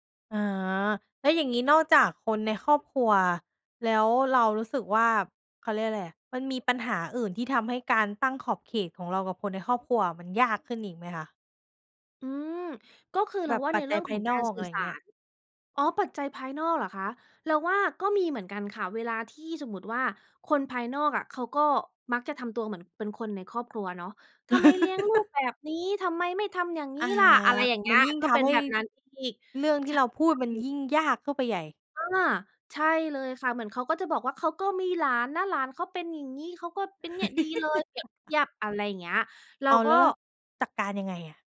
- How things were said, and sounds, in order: chuckle; chuckle
- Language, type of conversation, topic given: Thai, podcast, คุณเคยตั้งขอบเขตกับคนในครอบครัวไหม และอยากเล่าให้ฟังไหม?